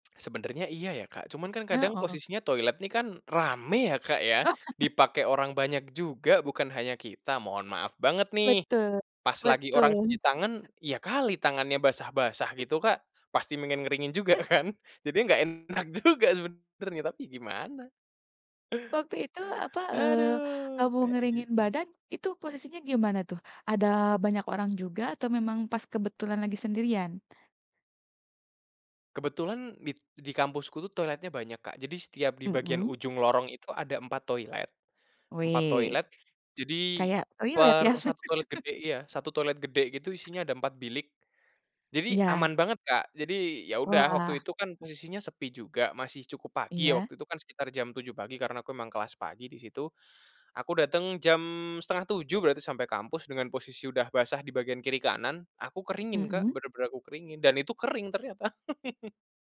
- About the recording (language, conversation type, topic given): Indonesian, podcast, Bagaimana musim hujan mengubah kehidupan sehari-harimu?
- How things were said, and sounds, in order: chuckle; laughing while speaking: "juga kan"; chuckle; laughing while speaking: "juga"; chuckle; other background noise; chuckle